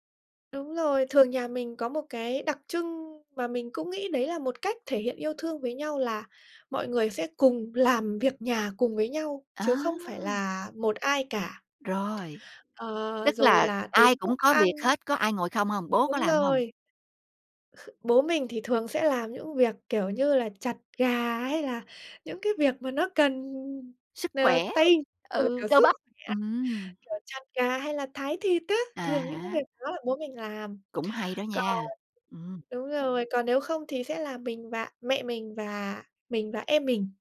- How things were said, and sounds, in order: tapping; chuckle; other background noise
- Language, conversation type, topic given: Vietnamese, podcast, Bạn kể cách gia đình bạn thể hiện yêu thương hằng ngày như thế nào?